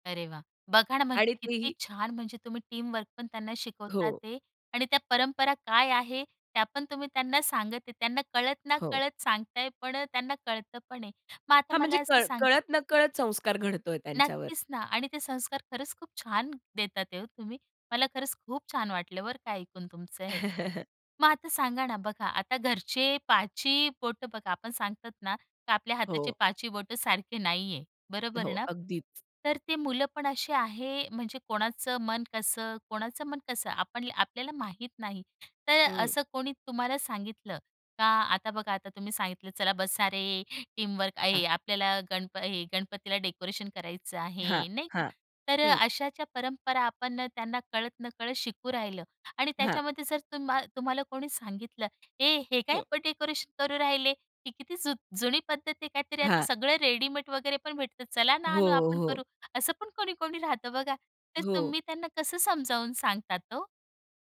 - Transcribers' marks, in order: in English: "टीमवर्कपण"; laugh; "पाच ही" said as "पाची"; "पाच ही" said as "पाची"; in English: "टीमवर्क"
- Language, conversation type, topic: Marathi, podcast, परंपरा जतन करण्यासाठी पुढच्या पिढीला तुम्ही काय सांगाल?